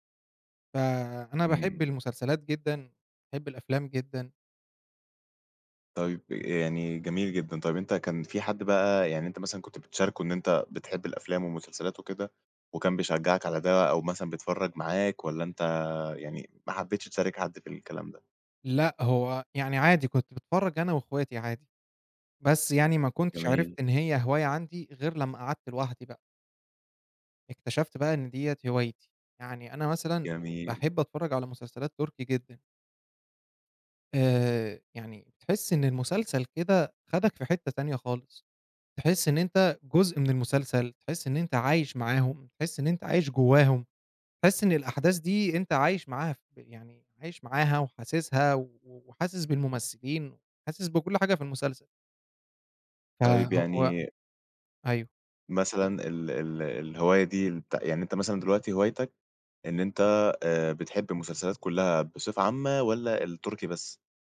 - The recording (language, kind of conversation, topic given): Arabic, podcast, احكيلي عن هوايتك المفضلة وإزاي بدأت فيها؟
- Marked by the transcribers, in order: tapping